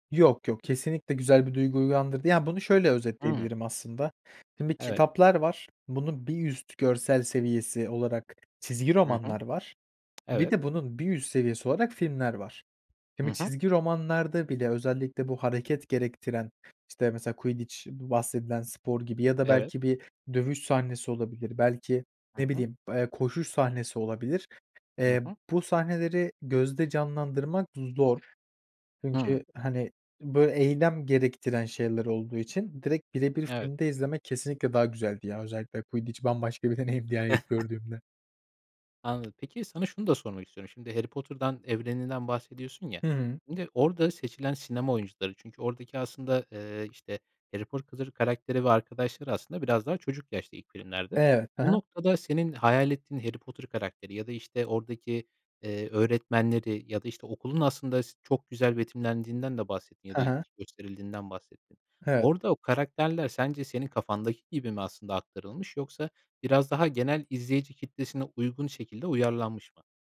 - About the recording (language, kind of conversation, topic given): Turkish, podcast, Bir kitabı filme uyarlasalar, filmde en çok neyi görmek isterdin?
- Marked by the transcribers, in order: other background noise; tapping; chuckle